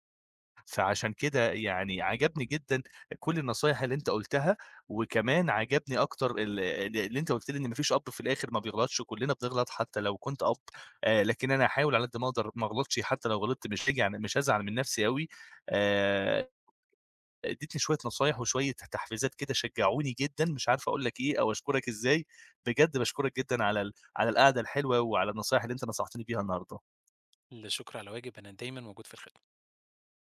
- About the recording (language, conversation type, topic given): Arabic, advice, إزاي كانت تجربتك أول مرة تبقى أب/أم؟
- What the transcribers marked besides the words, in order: tapping; other background noise; unintelligible speech